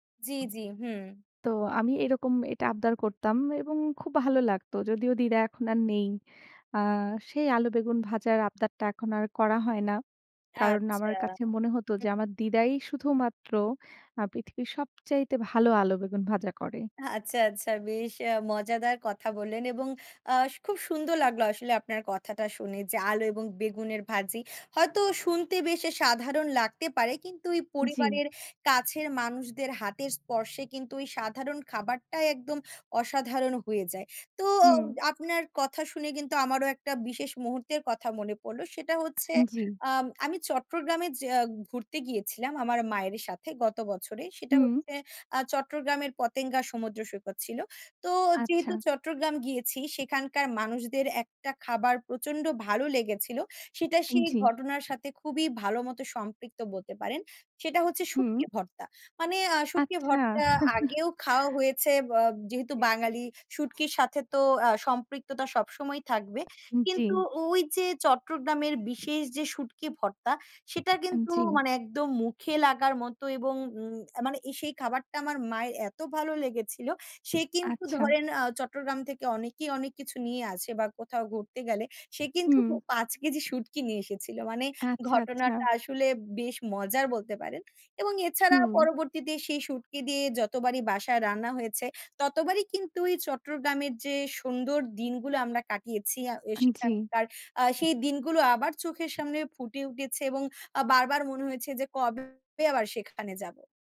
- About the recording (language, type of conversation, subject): Bengali, unstructured, কোন খাবার তোমার মনে বিশেষ স্মৃতি জাগায়?
- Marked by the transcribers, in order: tapping; chuckle; unintelligible speech